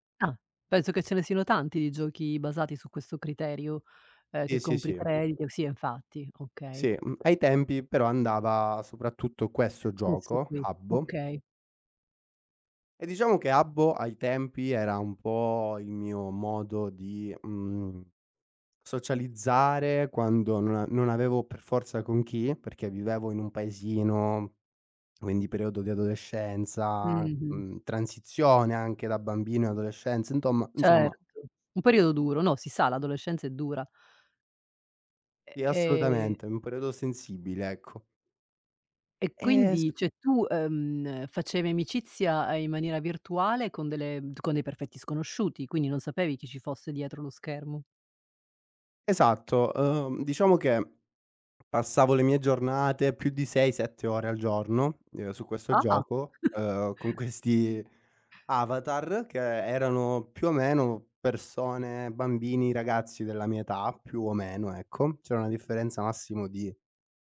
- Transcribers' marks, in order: other background noise; tapping; background speech; "cioè" said as "ceh"; chuckle; laughing while speaking: "questi"
- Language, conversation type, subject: Italian, podcast, In che occasione una persona sconosciuta ti ha aiutato?